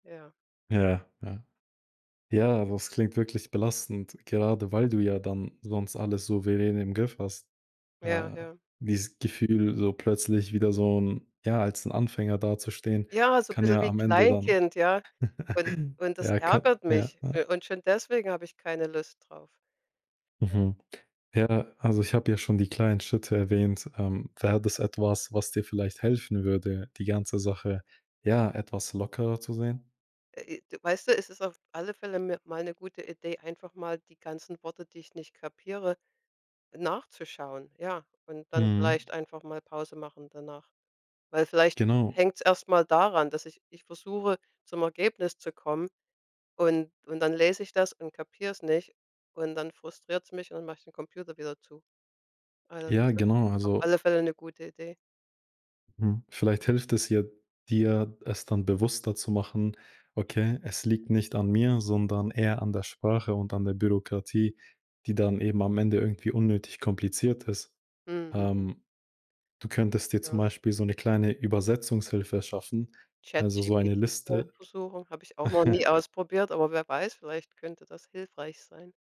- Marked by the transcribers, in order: unintelligible speech; giggle; other background noise; giggle
- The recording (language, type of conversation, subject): German, advice, Warum schiebst du lästige Alltagsaufgaben wie Haushaltsarbeiten oder Papierkram oft auf?